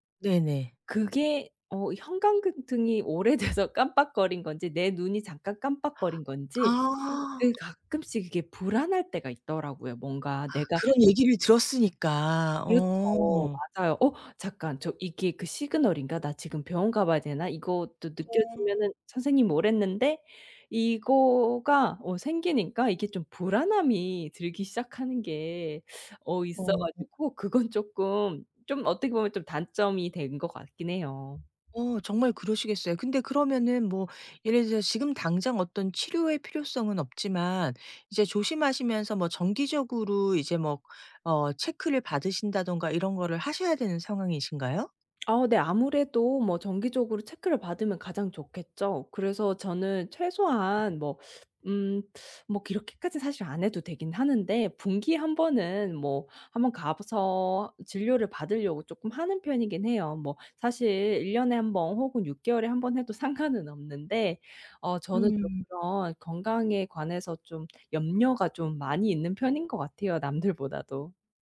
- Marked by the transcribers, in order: "형광등이" said as "형광긍등이"; laughing while speaking: "오래돼서"; tapping; laughing while speaking: "그건"; laughing while speaking: "상관은"; laughing while speaking: "남들보다도"
- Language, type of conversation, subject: Korean, advice, 건강 문제 진단 후 생활습관을 어떻게 바꾸고 계시며, 앞으로 어떤 점이 가장 불안하신가요?
- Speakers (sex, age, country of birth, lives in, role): female, 30-34, South Korea, United States, user; female, 50-54, South Korea, United States, advisor